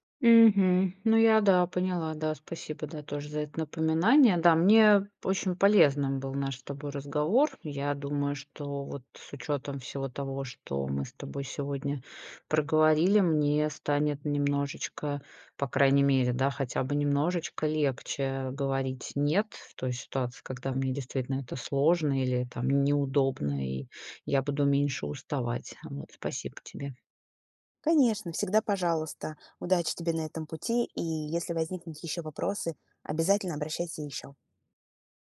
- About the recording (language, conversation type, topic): Russian, advice, Как научиться говорить «нет», чтобы не перегружаться чужими просьбами?
- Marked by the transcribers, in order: none